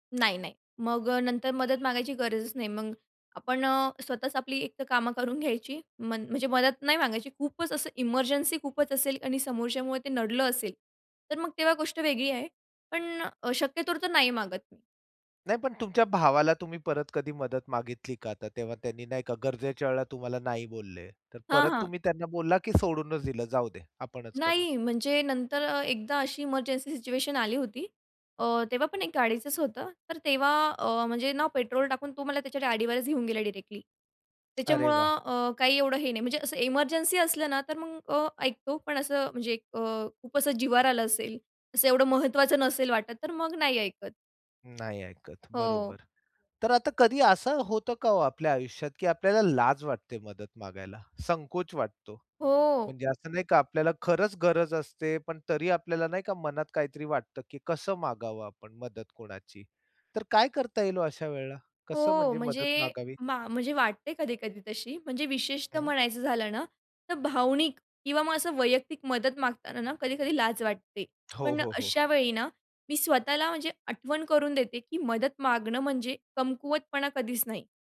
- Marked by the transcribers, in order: tapping; other background noise; "जीवावर" said as "जिवार"
- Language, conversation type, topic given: Marathi, podcast, एखाद्याकडून मदत मागायची असेल, तर तुम्ही विनंती कशी करता?